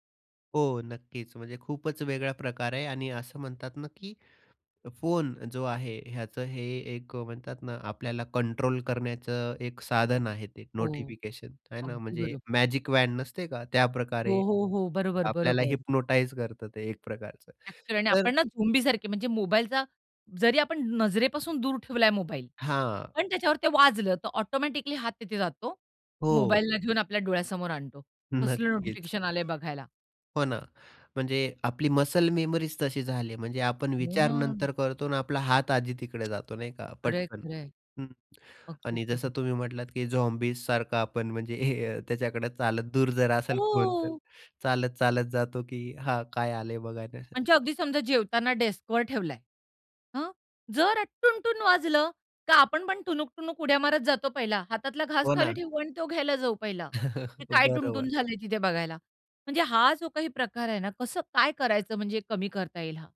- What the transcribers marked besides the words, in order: other background noise; in English: "हिप्नोटाइज"; laughing while speaking: "नक्कीच"; surprised: "हो, ना"; tsk; laughing while speaking: "म्हणजे हे"; tapping; laughing while speaking: "बरोबर"
- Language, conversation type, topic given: Marathi, podcast, सूचना कमी करायच्या असतील तर सुरुवात कशी करावी?